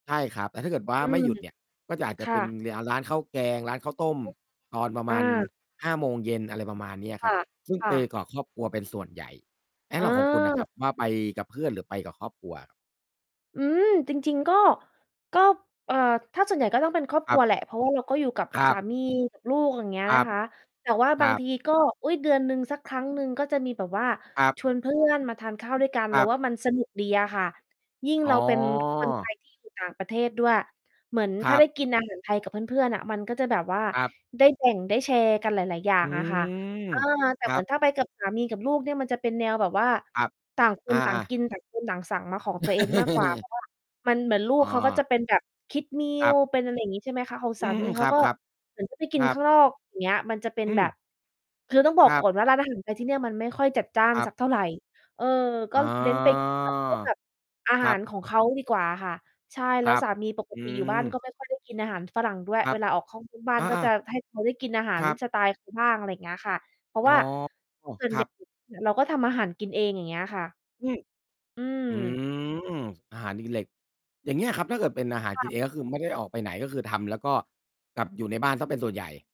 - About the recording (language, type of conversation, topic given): Thai, unstructured, คุณคิดว่าการกินข้าวกับเพื่อนหรือคนในครอบครัวช่วยเพิ่มความสุขได้ไหม?
- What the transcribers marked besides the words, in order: static; distorted speech; mechanical hum; tapping; "ไป" said as "เป"; other background noise; laugh; in English: "Kids Meal"; drawn out: "อ๋อ"